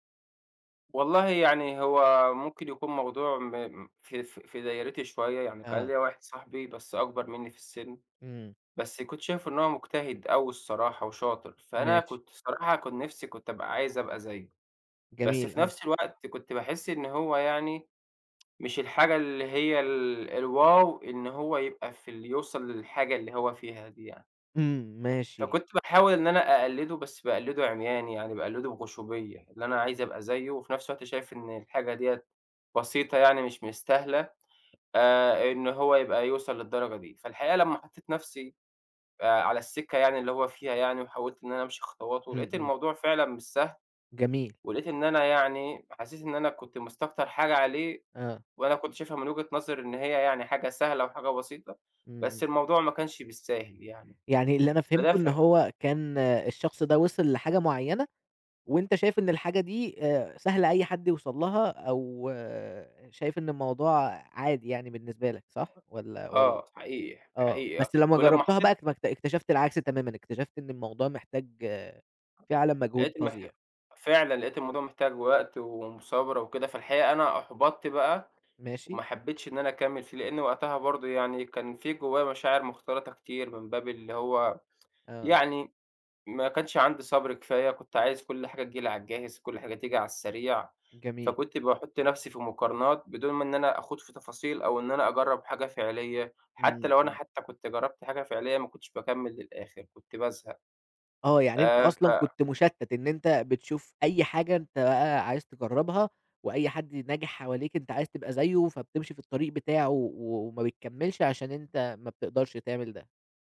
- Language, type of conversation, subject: Arabic, podcast, إزاي بتتعامل مع إنك تقارن نفسك بالناس التانيين؟
- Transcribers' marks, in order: tsk; in English: "الواو"; other noise; tapping; unintelligible speech; tsk